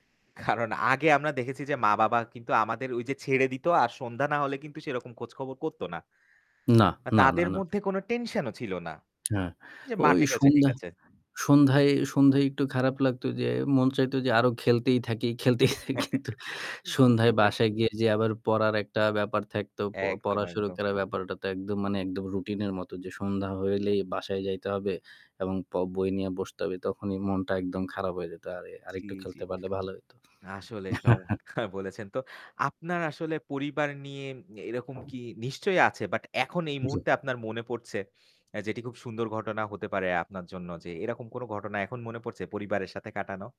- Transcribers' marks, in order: static; laughing while speaking: "কারণ"; tapping; laughing while speaking: "খেলতেই থাকি"; chuckle; chuckle; other background noise
- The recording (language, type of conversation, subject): Bengali, unstructured, আপনার সবচেয়ে প্রিয় শৈশবের স্মৃতিটি কী?